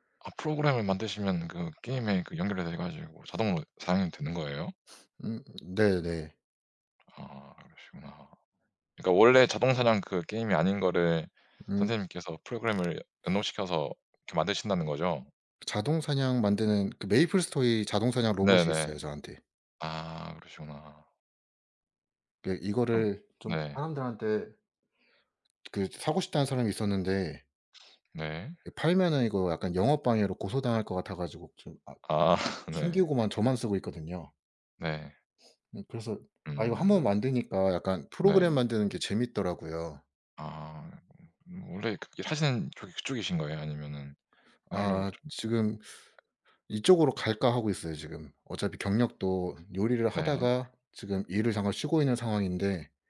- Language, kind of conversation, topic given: Korean, unstructured, 오늘 하루는 보통 어떻게 시작하세요?
- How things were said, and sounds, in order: other background noise; sniff; tapping; sniff; laugh